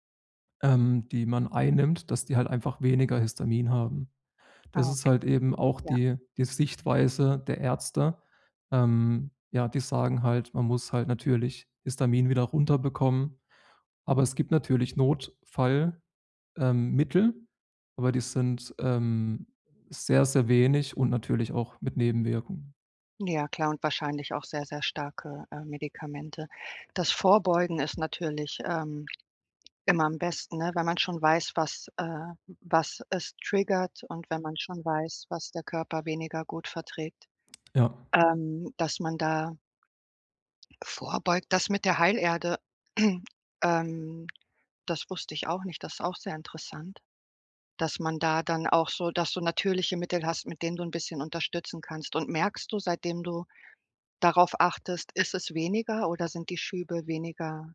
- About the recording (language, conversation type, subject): German, advice, Wie kann ich besser mit Schmerzen und ständiger Erschöpfung umgehen?
- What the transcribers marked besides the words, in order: throat clearing